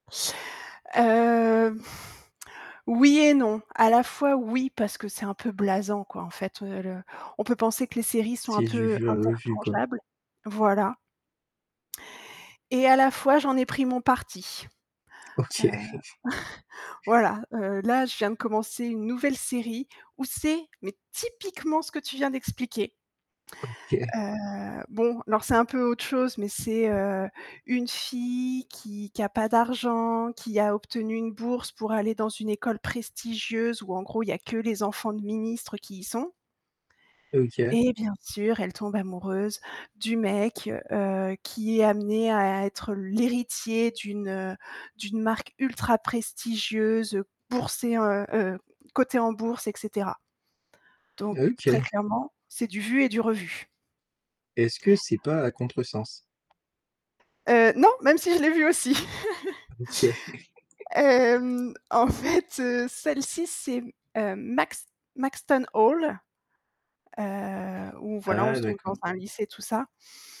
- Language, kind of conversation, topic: French, podcast, Peux-tu nous expliquer pourquoi on enchaîne autant les épisodes de séries ?
- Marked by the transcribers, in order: drawn out: "Heu"; blowing; tsk; distorted speech; chuckle; stressed: "typiquement"; static; stressed: "l'héritier"; tapping; laugh; laughing while speaking: "OK"; chuckle